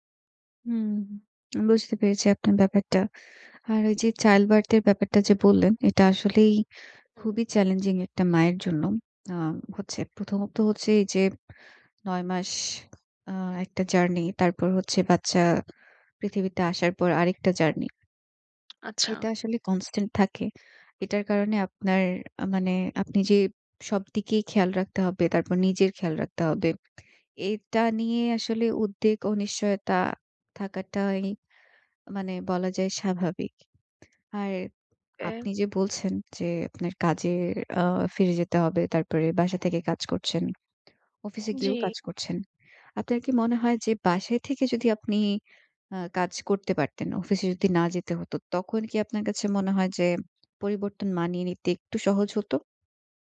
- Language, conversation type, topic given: Bengali, advice, বড় জীবনের পরিবর্তনের সঙ্গে মানিয়ে নিতে আপনার উদ্বেগ ও অনিশ্চয়তা কেমন ছিল?
- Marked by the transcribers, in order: tapping; in English: "childbirth"; in English: "constant"